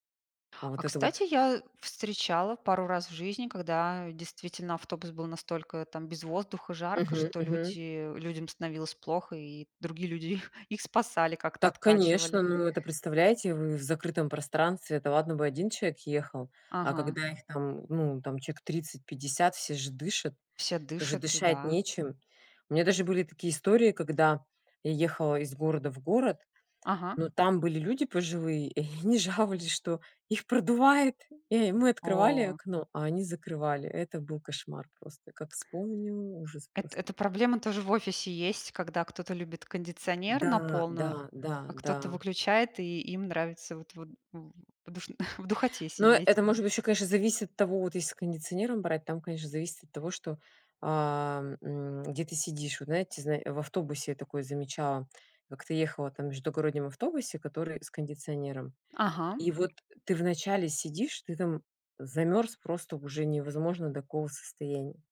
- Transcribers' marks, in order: chuckle; chuckle; tapping
- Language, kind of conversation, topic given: Russian, unstructured, Что вас выводит из себя в общественном транспорте?